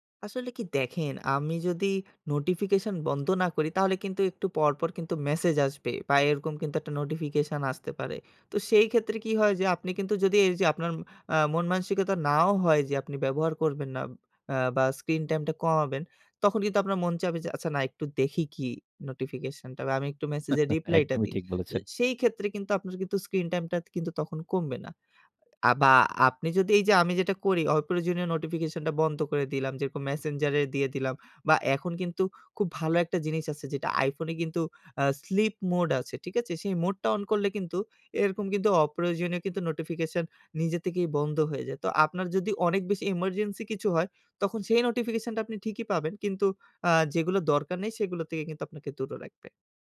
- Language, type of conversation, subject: Bengali, podcast, স্ক্রিন টাইম কমাতে আপনি কী করেন?
- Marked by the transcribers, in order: scoff